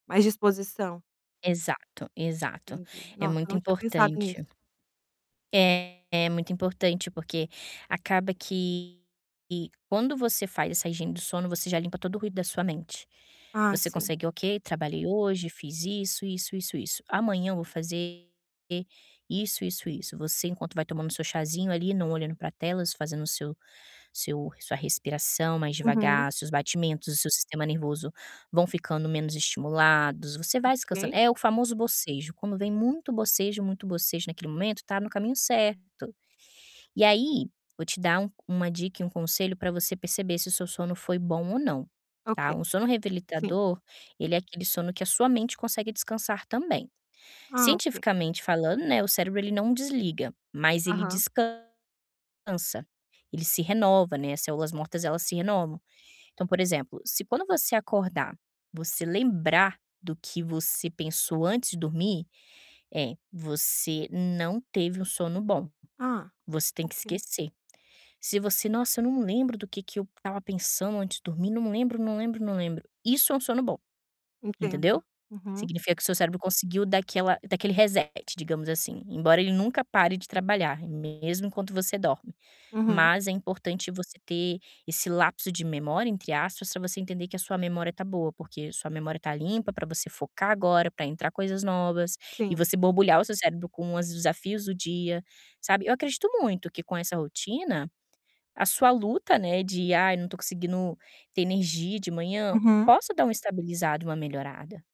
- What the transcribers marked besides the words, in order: distorted speech; "revigorador" said as "revelitador"; tapping; in English: "reset"
- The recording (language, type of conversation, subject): Portuguese, advice, Como posso mudar minha rotina matinal para ter mais energia pela manhã?